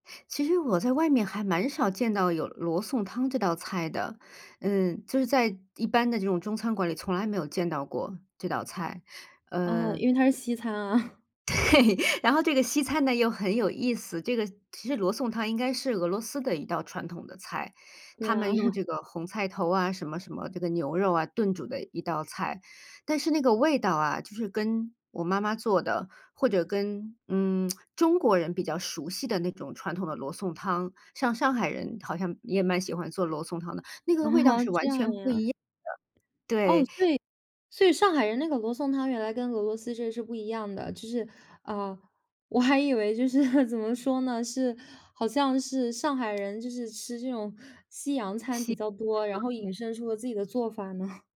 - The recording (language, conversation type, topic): Chinese, podcast, 你心里觉得最暖的一道菜是什么？
- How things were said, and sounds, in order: tapping; chuckle; laughing while speaking: "对"; chuckle; tsk; laughing while speaking: "哦"; laughing while speaking: "我还以为就是，怎么说呢"; laughing while speaking: "呢"